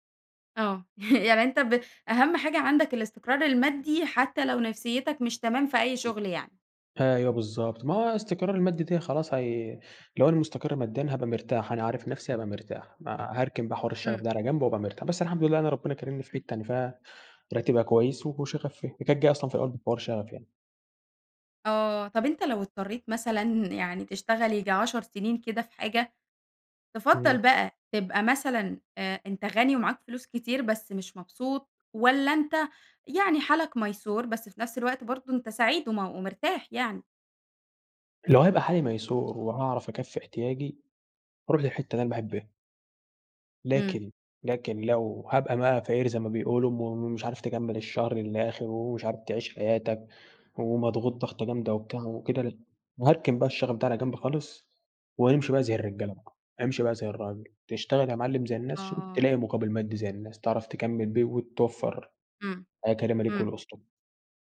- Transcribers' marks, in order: laugh; unintelligible speech
- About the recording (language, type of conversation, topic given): Arabic, podcast, إزاي تختار بين شغفك وبين مرتب أعلى؟